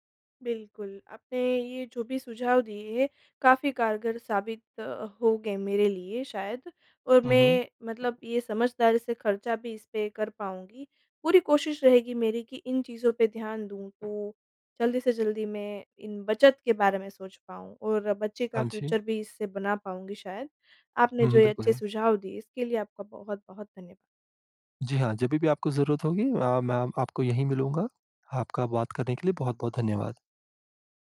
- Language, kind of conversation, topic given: Hindi, advice, सीमित आमदनी में समझदारी से खर्च करने की आदत कैसे डालें?
- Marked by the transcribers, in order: tapping; in English: "फ्यूचर"